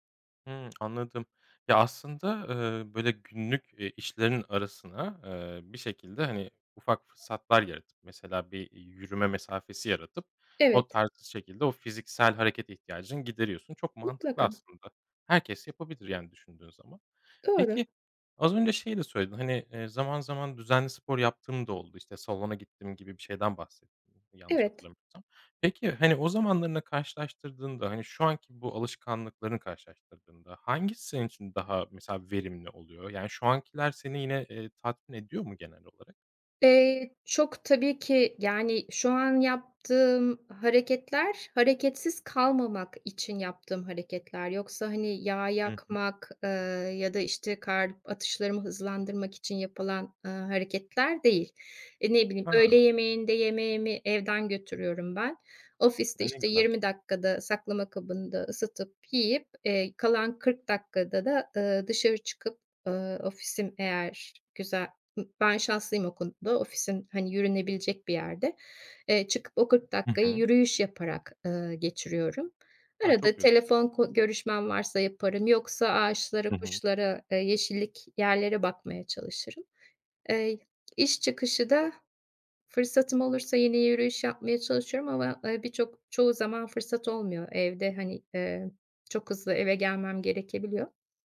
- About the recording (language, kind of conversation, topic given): Turkish, podcast, Egzersizi günlük rutine dahil etmenin kolay yolları nelerdir?
- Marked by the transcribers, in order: tongue click; other background noise